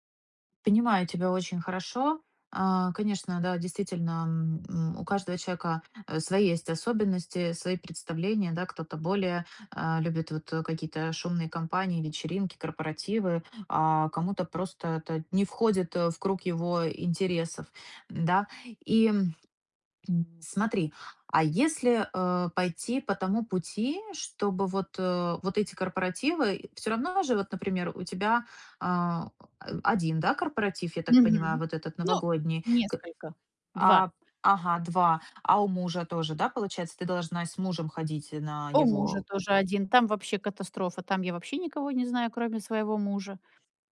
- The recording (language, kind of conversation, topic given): Russian, advice, Как перестать переживать и чувствовать себя увереннее на вечеринках?
- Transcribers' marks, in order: other background noise